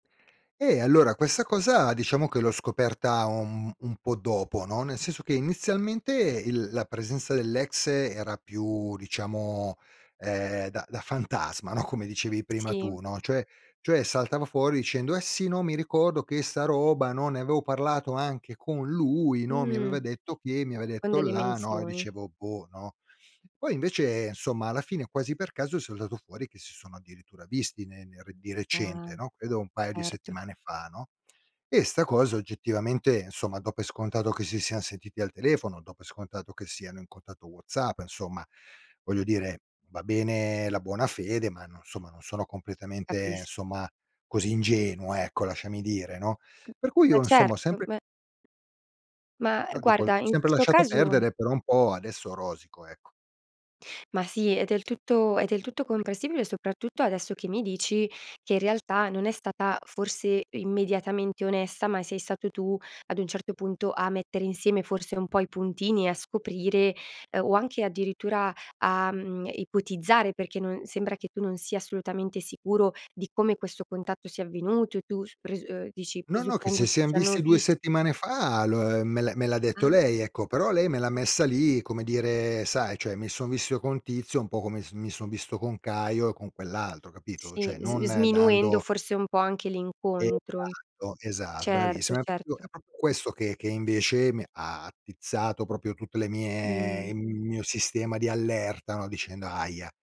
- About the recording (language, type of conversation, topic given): Italian, advice, Come posso gestire il ritorno di un ex nella vita del mio partner?
- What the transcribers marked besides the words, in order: chuckle; "insomma" said as "nsomma"; "insomma" said as "nsomma"; "insomma" said as "nsomma"; "insomma" said as "nsomma"; unintelligible speech; tapping; "Cioè" said as "ceh"; "proprio" said as "propio"; "proprio" said as "propio"; "proprio" said as "propio"